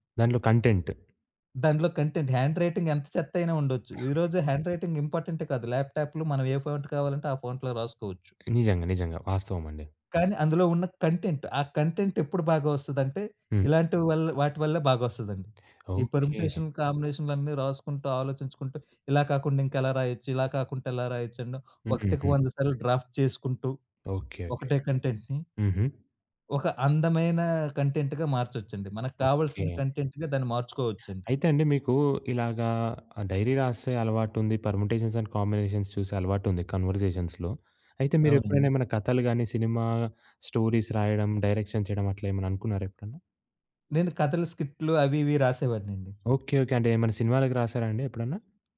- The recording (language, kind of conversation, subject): Telugu, podcast, సృజనకు స్ఫూర్తి సాధారణంగా ఎక్కడ నుంచి వస్తుంది?
- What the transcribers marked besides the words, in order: in English: "కంటెంట్"; in English: "కంటెంట్, హ్యాండ్ రైటింగ్"; giggle; in English: "హ్యాండ్ రైటింగ్"; in English: "ల్యాప్‌టాప్‌లో"; in English: "ఫాంట్"; in English: "ఫాంట్‌లో"; tapping; in English: "కంటెంట్"; in English: "పర్ముటేషన్"; other background noise; in English: "అండ్"; in English: "డ్రాఫ్ట్"; in English: "కంటెంట్‌ని"; in English: "కంటెంట్‌గా"; in English: "కంటెంట్‌గా"; in English: "డైరీ"; in English: "పర్ముటేషన్స్ అండ్ కాంబినేషన్స్"; in English: "కన్వర్జేషన్స్‌లో"; in English: "సినిమా స్టోరీస్"; in English: "డైరెక్షన్"